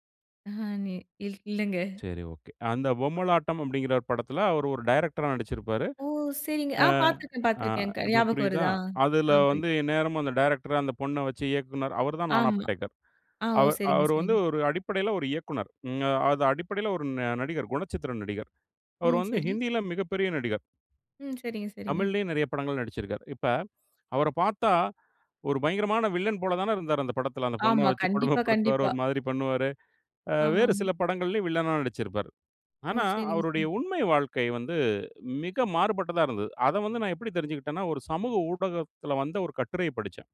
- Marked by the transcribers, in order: unintelligible speech; laughing while speaking: "இல் இல்லைங்க"; tapping; in English: "டைரக்டரா"; other noise; in English: "டைரக்டர்"; unintelligible speech; laughing while speaking: "இப்ப அவரைப் பார்த்தா, ஒரு பயங்கரமான வில்லன் போல தானே இருந்தார் அந்த படத்தில"
- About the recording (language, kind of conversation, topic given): Tamil, podcast, சமூக ஊடகங்களில் பிரபலமாகும் கதைகள் நம் எண்ணங்களை எவ்வாறு பாதிக்கின்றன?